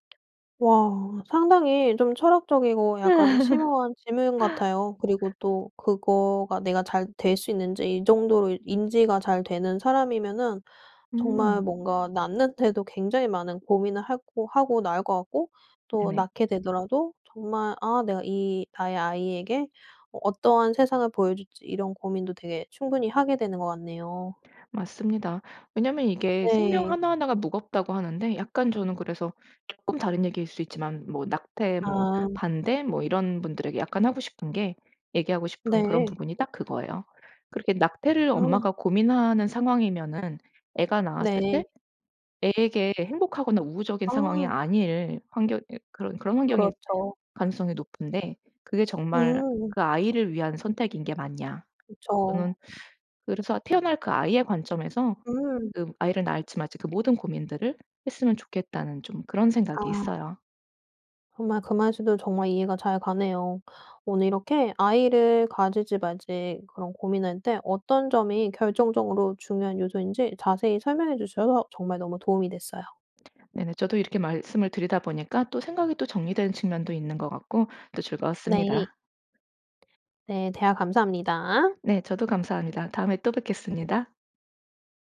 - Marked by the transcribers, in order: other background noise; laugh; background speech; tapping
- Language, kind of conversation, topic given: Korean, podcast, 아이를 가질지 말지 고민할 때 어떤 요인이 가장 결정적이라고 생각하시나요?